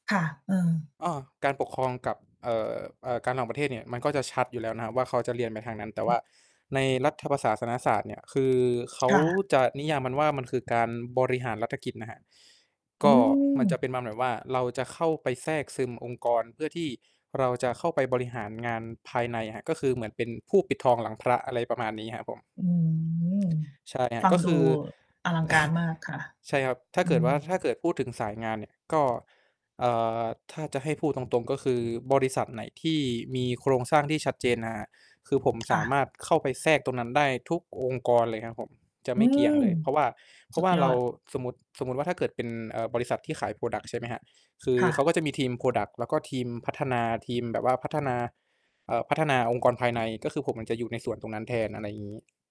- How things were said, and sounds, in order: distorted speech; chuckle; tapping; in English: "พรอดักต์"; in English: "พรอดักต์"
- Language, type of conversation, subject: Thai, unstructured, การเรียนรู้สิ่งใหม่ทำให้คุณรู้สึกอย่างไร?